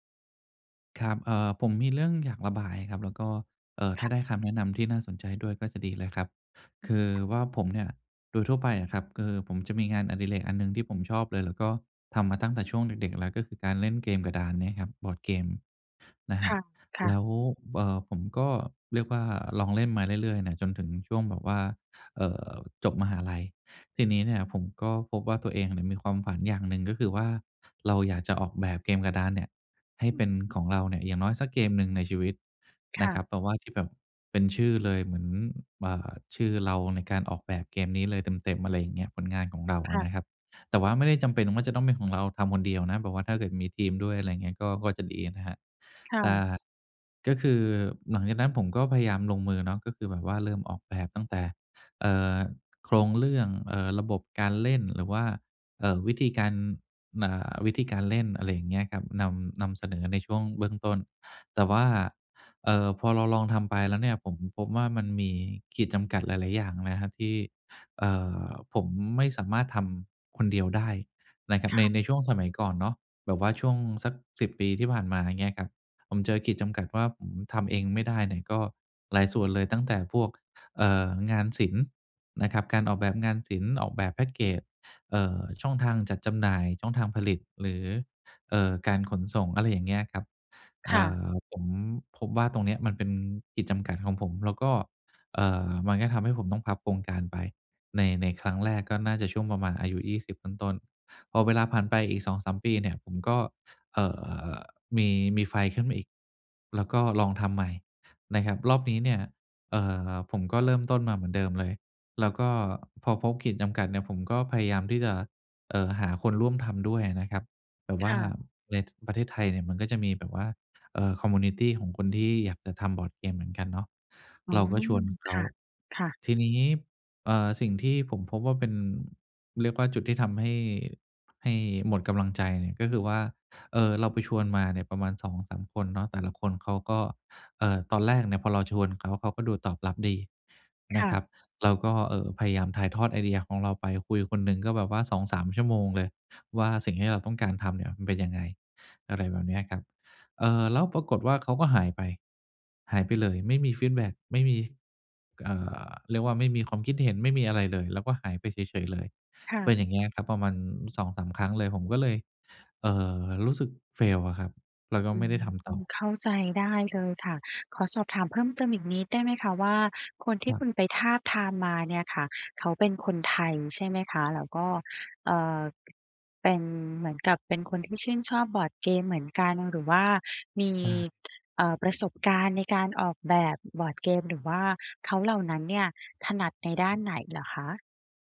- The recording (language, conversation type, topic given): Thai, advice, จะรักษาแรงจูงใจในการทำตามเป้าหมายระยะยาวได้อย่างไรเมื่อรู้สึกท้อใจ?
- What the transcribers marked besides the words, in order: other background noise; in English: "แพ็กเกจ"; in English: "คอมมิวนิตี"; in English: "fail"